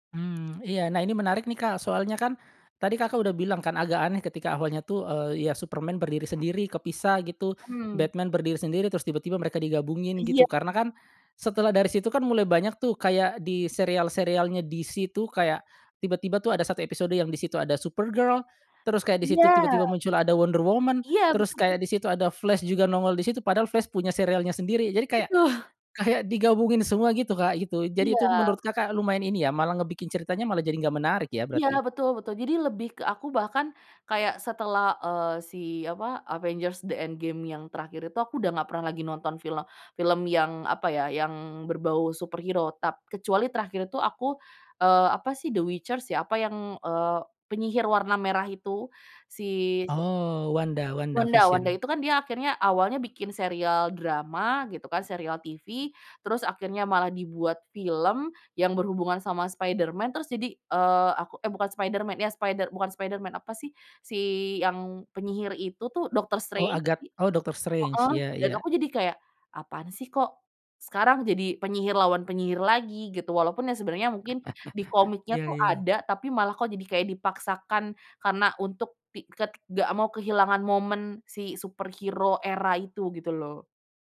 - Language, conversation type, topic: Indonesian, podcast, Mengapa banyak acara televisi dibuat ulang atau dimulai ulang?
- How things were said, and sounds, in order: other background noise; in English: "superhero"; chuckle; in English: "superhero"